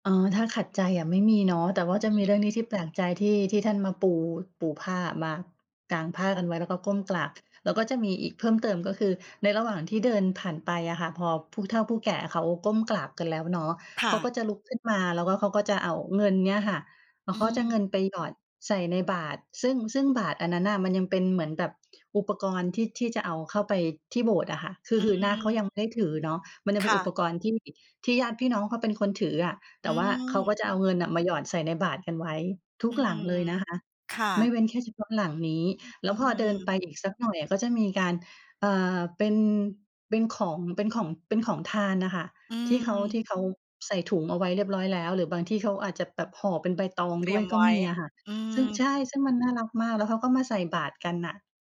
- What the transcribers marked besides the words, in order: other noise
- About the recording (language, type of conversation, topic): Thai, podcast, คุณช่วยเล่าเรื่องวัฒนธรรมท้องถิ่นที่ทำให้คุณเปลี่ยนมุมมองได้ไหม?